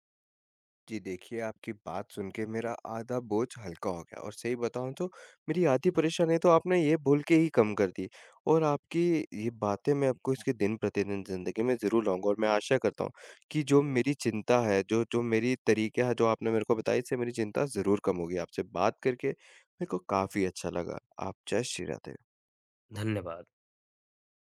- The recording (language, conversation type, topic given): Hindi, advice, बार-बार चिंता होने पर उसे शांत करने के तरीके क्या हैं?
- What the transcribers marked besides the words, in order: none